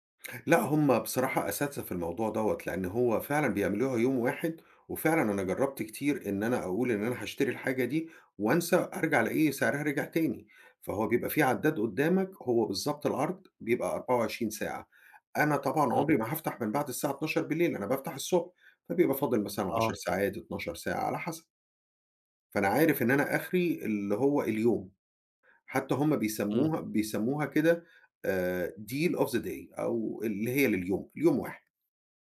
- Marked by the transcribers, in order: in English: "deal of the day"
- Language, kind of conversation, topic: Arabic, advice, إزاي الشراء الاندفاعي أونلاين بيخلّيك تندم ويدخّلك في مشاكل مالية؟